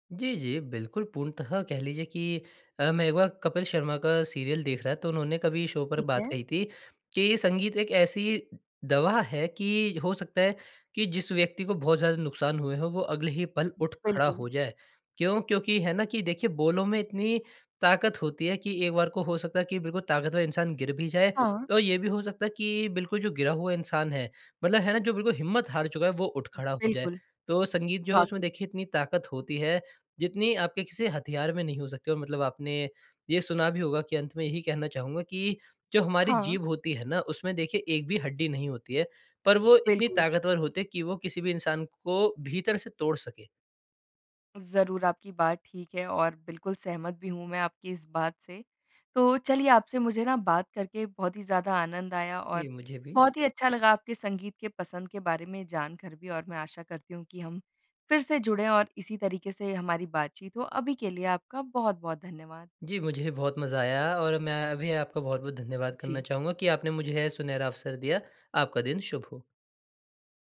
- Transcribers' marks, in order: in English: "सीरियल"; in English: "शो"
- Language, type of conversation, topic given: Hindi, podcast, तुम्हारी संगीत पसंद में सबसे बड़ा बदलाव कब आया?